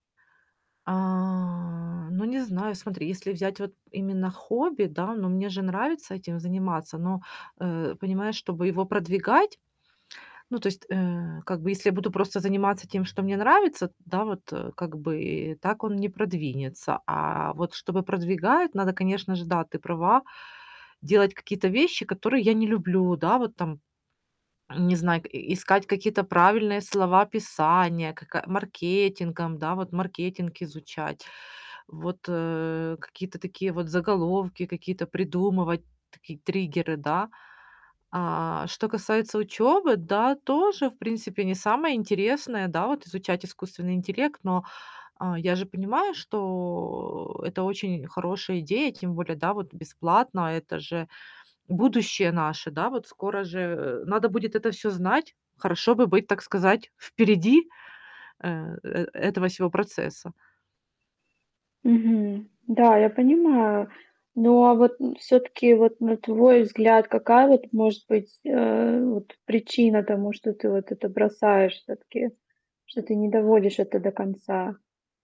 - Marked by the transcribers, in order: drawn out: "А"; tapping
- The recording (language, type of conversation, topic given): Russian, advice, Почему мне не удаётся доводить начатые проекты до конца?